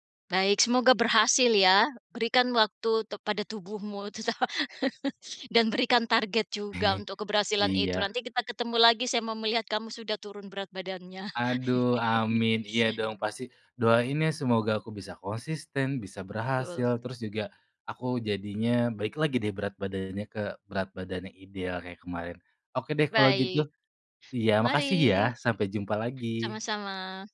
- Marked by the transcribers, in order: laugh; chuckle; laugh
- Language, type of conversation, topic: Indonesian, advice, Bagaimana cara menghentikan keinginan ngemil larut malam yang sulit dikendalikan?
- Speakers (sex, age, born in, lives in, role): female, 45-49, Indonesia, United States, advisor; male, 25-29, Indonesia, Indonesia, user